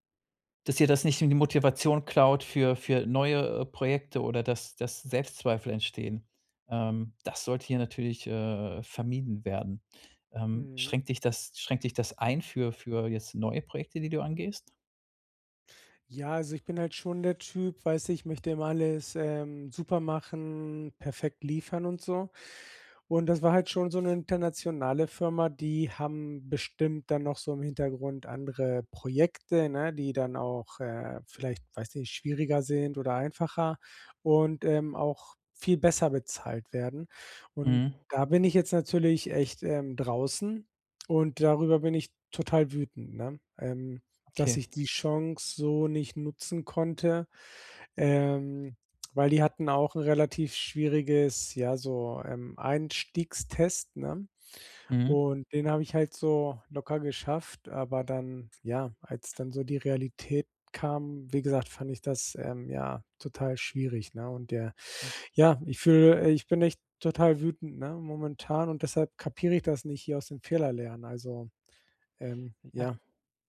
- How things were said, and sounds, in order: other background noise; unintelligible speech
- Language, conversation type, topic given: German, advice, Wie kann ich einen Fehler als Lernchance nutzen, ohne zu verzweifeln?